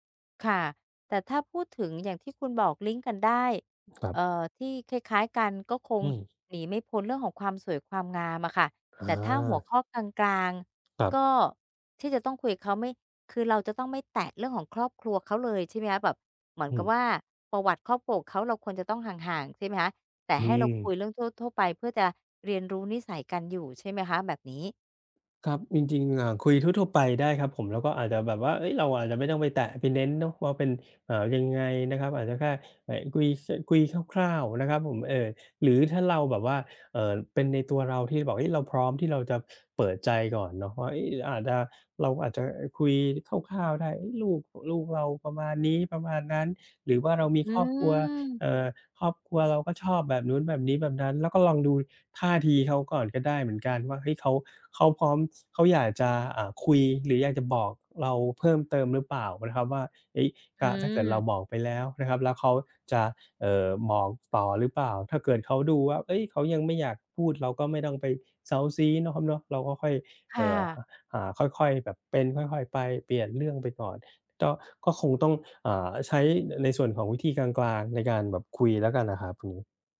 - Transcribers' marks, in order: other background noise
- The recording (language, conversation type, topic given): Thai, advice, ฉันจะทำอย่างไรให้ความสัมพันธ์กับเพื่อนใหม่ไม่ห่างหายไป?